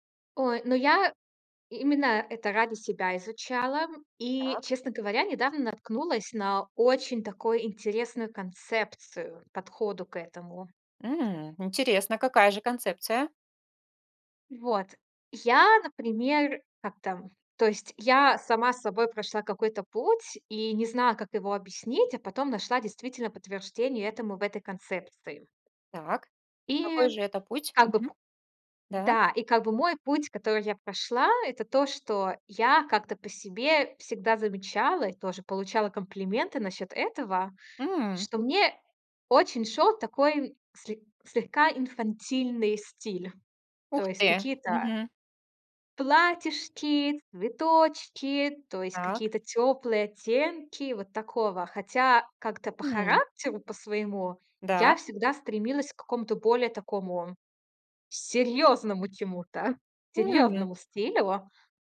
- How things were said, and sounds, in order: other background noise; tapping
- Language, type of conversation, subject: Russian, podcast, Как меняется самооценка при смене имиджа?